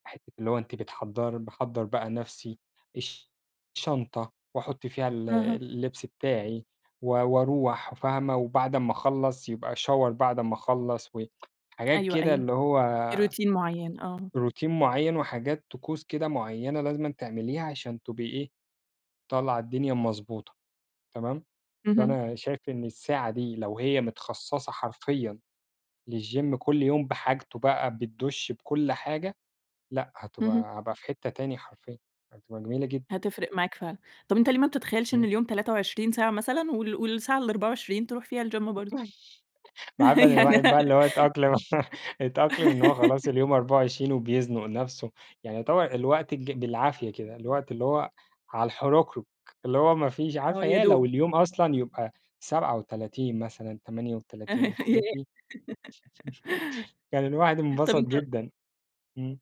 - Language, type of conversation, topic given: Arabic, podcast, لو ادّوك ساعة زيادة كل يوم، هتستغلّها إزاي؟
- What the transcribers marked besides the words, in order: in English: "shower"; tapping; in English: "روتين"; in English: "روتين"; in English: "للGym"; in English: "الGym"; chuckle; unintelligible speech; giggle; laughing while speaking: "أتأقلم"; chuckle; giggle; giggle; chuckle